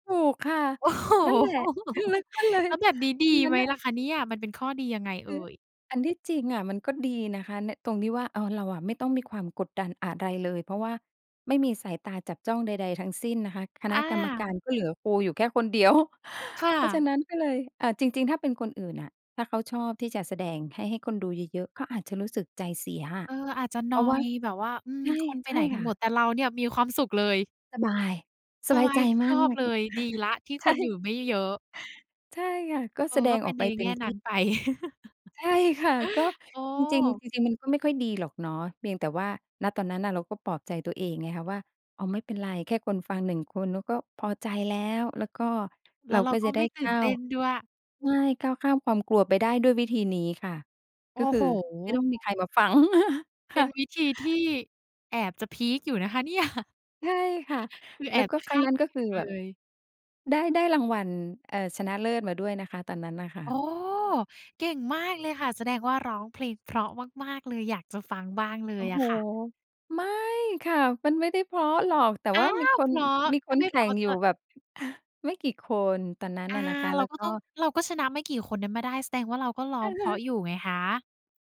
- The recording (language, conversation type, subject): Thai, podcast, คุณช่วยเล่าเหตุการณ์ที่คุณมองว่าเป็นความสำเร็จครั้งใหญ่ที่สุดในชีวิตให้ฟังได้ไหม?
- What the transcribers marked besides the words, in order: laughing while speaking: "โอ้โฮ !"; laughing while speaking: "มันก็เลย"; laughing while speaking: "เดียว"; chuckle; laugh; laugh; chuckle; other background noise; stressed: "ไม่"; surprised: "อ้าว"; laugh